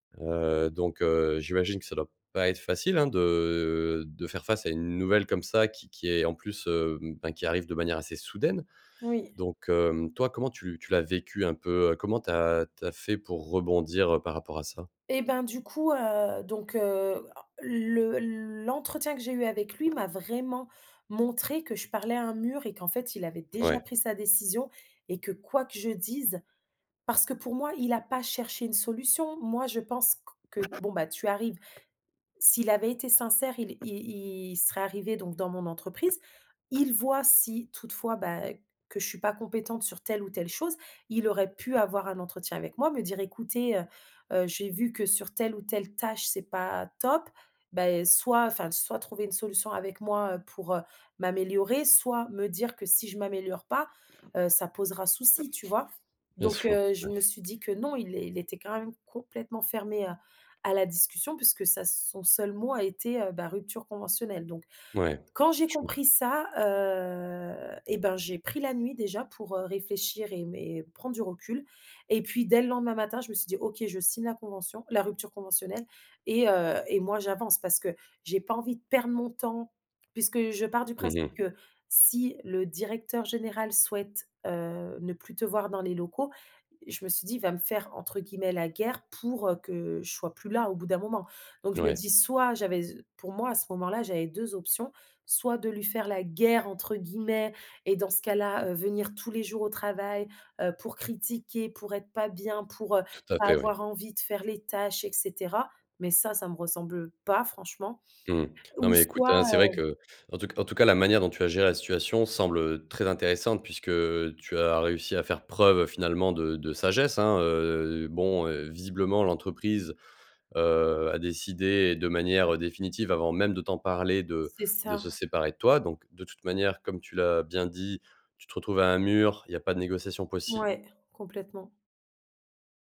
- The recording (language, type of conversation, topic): French, advice, Que puis-je faire après avoir perdu mon emploi, alors que mon avenir professionnel est incertain ?
- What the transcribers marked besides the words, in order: drawn out: "de"; tapping; stressed: "quoi"; other background noise; drawn out: "heu"; unintelligible speech